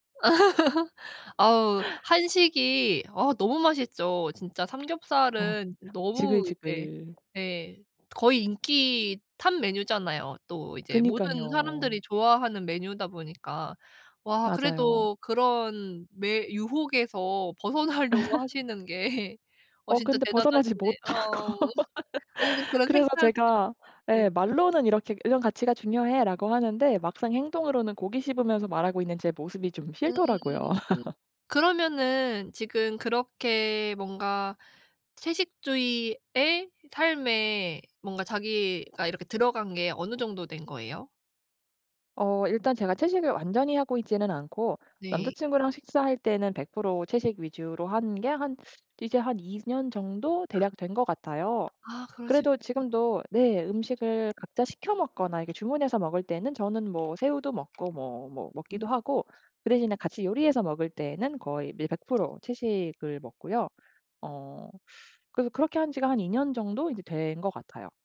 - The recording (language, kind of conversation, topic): Korean, advice, 가치와 행동이 일치하지 않아 혼란스러울 때 어떻게 해야 하나요?
- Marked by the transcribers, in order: laugh; other background noise; tapping; unintelligible speech; laughing while speaking: "벗어나려고 하시는 게"; laugh; laughing while speaking: "못하고"; laugh; laugh